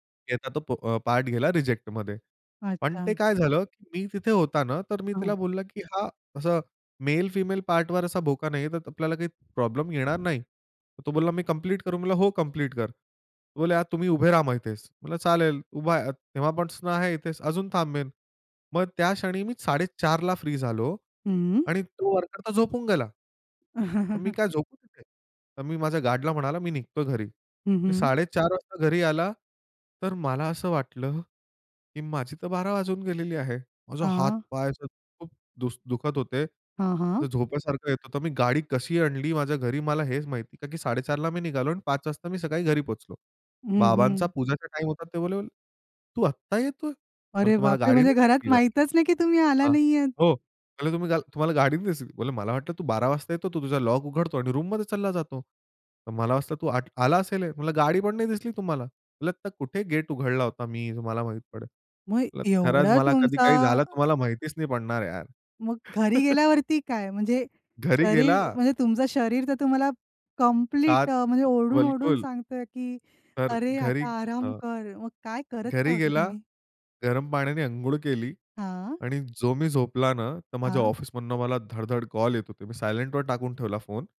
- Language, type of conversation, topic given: Marathi, podcast, शरीराला विश्रांतीची गरज आहे हे तुम्ही कसे ठरवता?
- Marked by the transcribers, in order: in English: "मेल-फिमेल पार्टवर"; other noise; chuckle; tapping; in English: "सायलेंटवर"